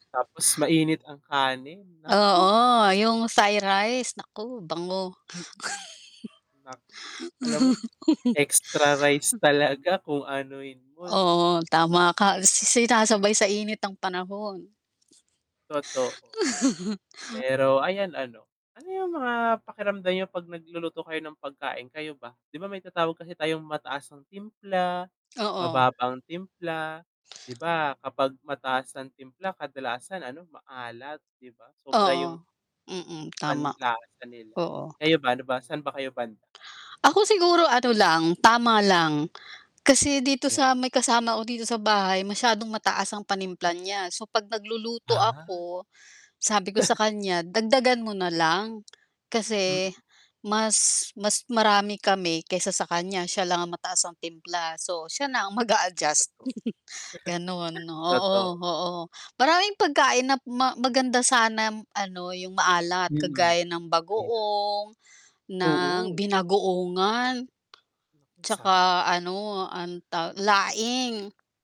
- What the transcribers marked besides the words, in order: static; distorted speech; laugh; dog barking; chuckle; tapping; other background noise; tongue click; chuckle; chuckle; chuckle
- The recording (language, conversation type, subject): Filipino, unstructured, Ano ang pakiramdam mo kapag kumakain ka ng mga pagkaing sobrang maalat?